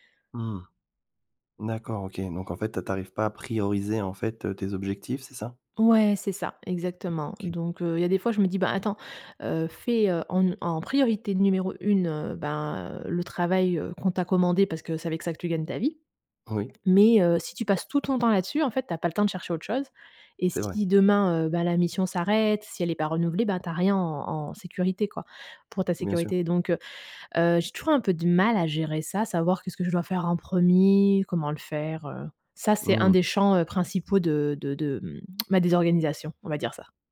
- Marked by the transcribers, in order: tapping
- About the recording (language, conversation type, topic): French, advice, Comment puis-je prioriser mes tâches quand tout semble urgent ?